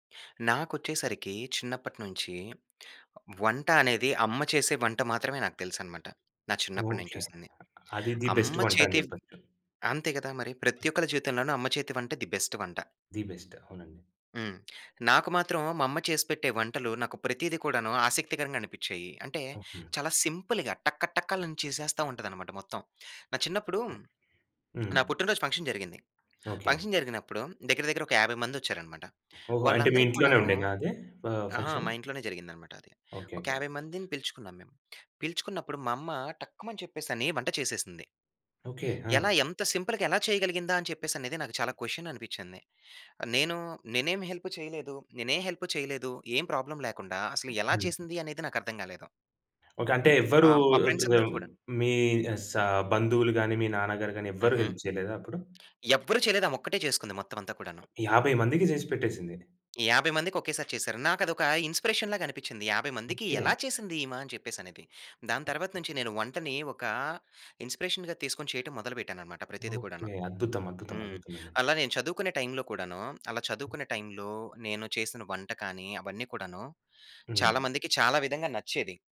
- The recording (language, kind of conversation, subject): Telugu, podcast, అతిథుల కోసం వండేటప్పుడు ఒత్తిడిని ఎలా ఎదుర్కొంటారు?
- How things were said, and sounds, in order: in English: "ది బెస్ట్"; other background noise; in English: "ది బెస్ట్"; in English: "ది బెస్ట్"; tapping; in English: "సింపుల్‌గా"; in English: "ఫంక్షన్"; in English: "ఫంక్షన్"; in English: "సింపుల్‌గా"; in English: "క్వశ్చన్"; in English: "హెల్ప్"; in English: "హెల్ప్"; in English: "ప్రాబ్లమ్"; in English: "ఫ్రెండ్స్"; in English: "హెల్ప్"; in English: "ఇన్స్‌పిరేషన్"; in English: "ఇన్స్‌పిరేషన్‌గా"